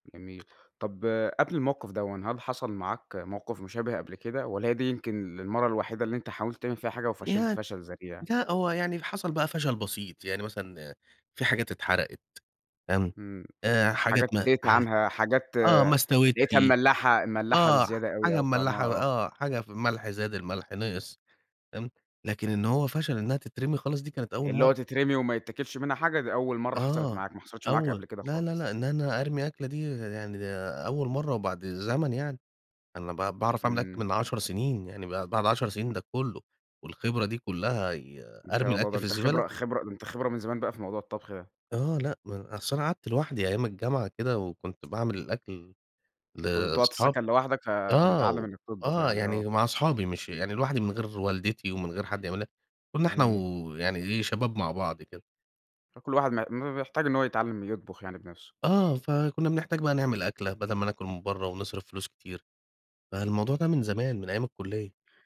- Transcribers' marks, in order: tapping
- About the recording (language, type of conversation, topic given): Arabic, podcast, احكيلي عن مرّة فشلتي في الطبخ واتعلّمتي منها إيه؟